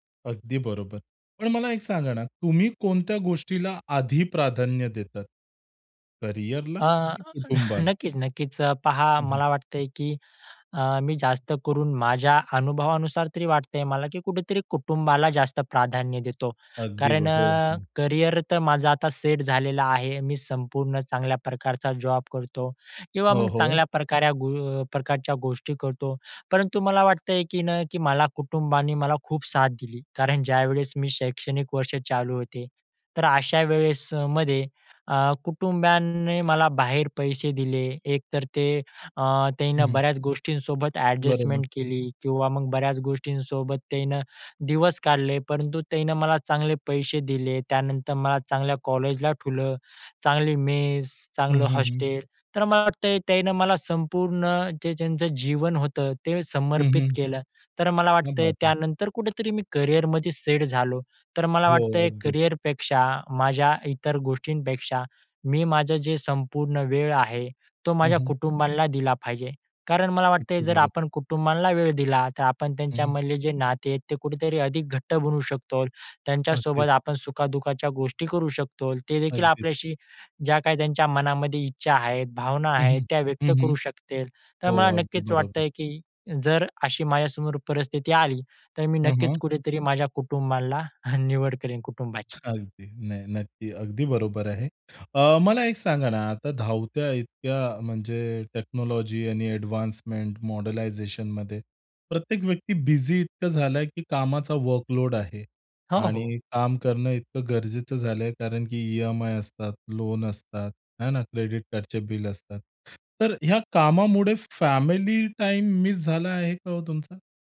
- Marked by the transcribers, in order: chuckle; tapping; "ठेवलं" said as "ठुवल"; in Hindi: "क्या बात है!"; other background noise; in English: "टेक्नॉलॉजी"; in English: "एडवान्समेंट मॉडलायझेशनमध्ये"
- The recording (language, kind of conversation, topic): Marathi, podcast, कुटुंब आणि करिअरमध्ये प्राधान्य कसे ठरवता?